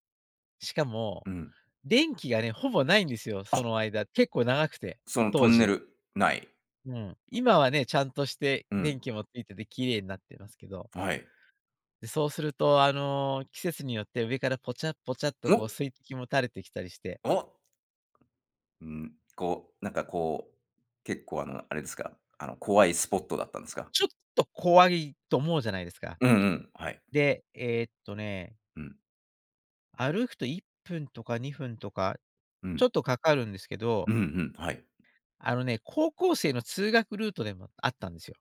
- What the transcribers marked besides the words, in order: none
- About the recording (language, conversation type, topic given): Japanese, podcast, 地元の人しか知らない穴場スポットを教えていただけますか？